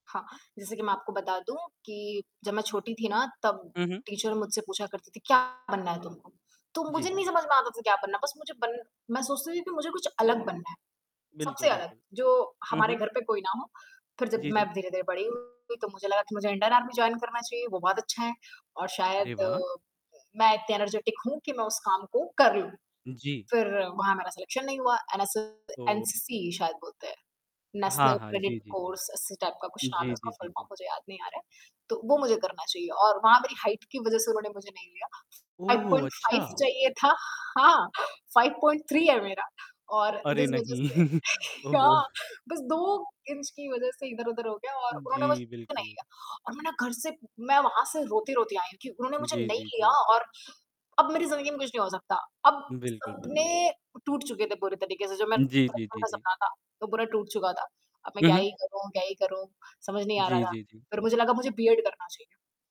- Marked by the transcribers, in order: static; mechanical hum; in English: "टीचर"; distorted speech; in English: "इंडियन आर्मी जॉइन"; in English: "एनर्जेटिक"; in English: "सलेक्शन"; in English: "नेशनल क्रेडिट कोर्स"; in English: "टाइप"; in English: "फुल फ़ॉर्म"; in English: "हाइट"; in English: "फ़ाइव पॉइंट फ़ाइव"; in English: "फ़ाइव पॉइंट थ्री"; chuckle
- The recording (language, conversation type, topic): Hindi, podcast, सपनों को हकीकत में कैसे बदला जा सकता है?